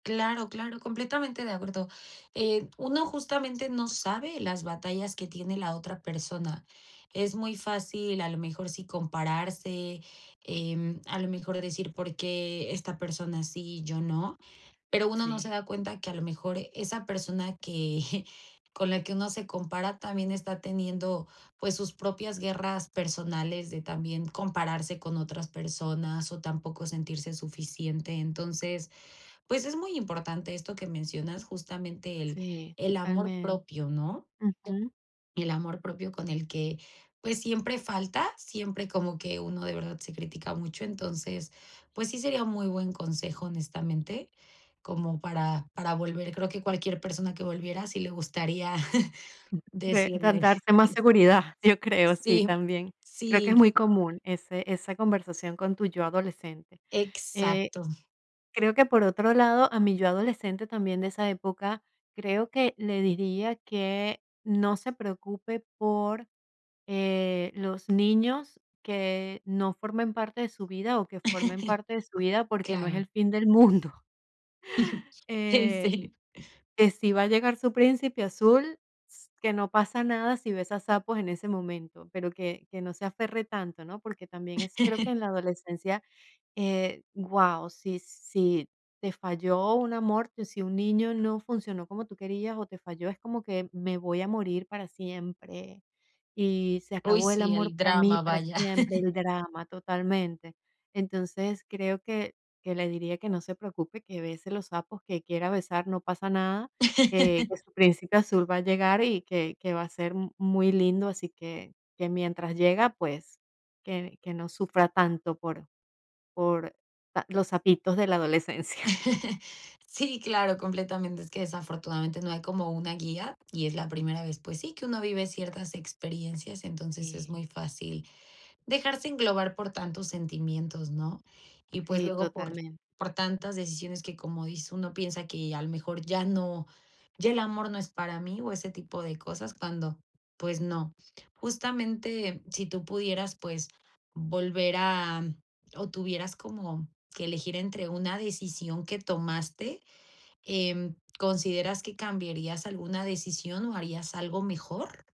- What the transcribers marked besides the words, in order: chuckle; unintelligible speech; chuckle; chuckle; laughing while speaking: "mundo"; chuckle; other noise; chuckle; laughing while speaking: "adolescencia"; chuckle
- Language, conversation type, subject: Spanish, podcast, ¿Qué le dirías a tu yo más joven sobre cómo tomar decisiones importantes?